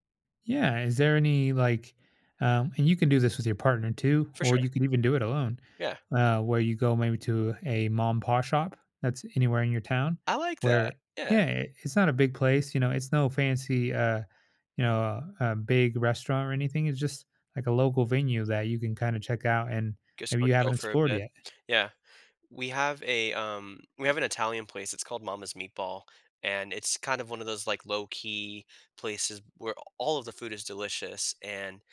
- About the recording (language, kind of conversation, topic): English, advice, How can I relax and unwind after a busy day?
- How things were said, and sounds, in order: other background noise